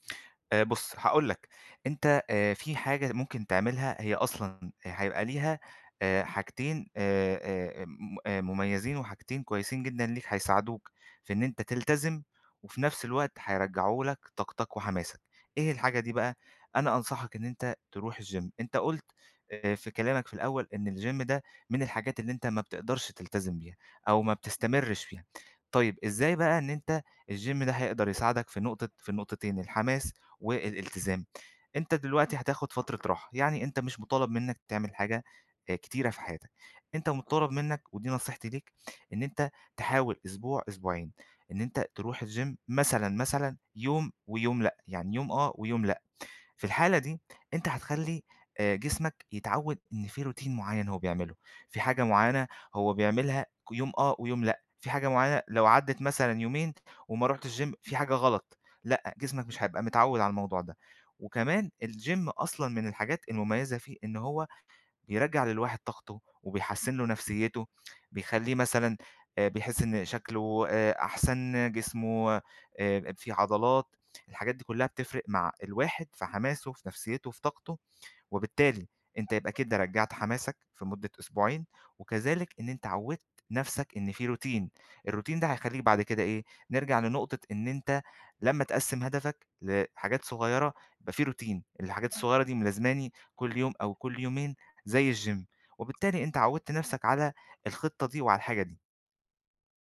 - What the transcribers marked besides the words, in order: in English: "الGym"; in English: "الGym"; in English: "الGym"; in English: "الGym"; in English: "Routine"; in English: "Gym"; in English: "الGym"; in English: "Routine، الRoutine"; in English: "Routine"; other background noise; in English: "الGym"
- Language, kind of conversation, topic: Arabic, advice, إزاي أكمّل تقدّمي لما أحس إني واقف ومش بتقدّم؟
- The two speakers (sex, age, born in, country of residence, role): male, 20-24, Egypt, Egypt, advisor; male, 25-29, Egypt, Egypt, user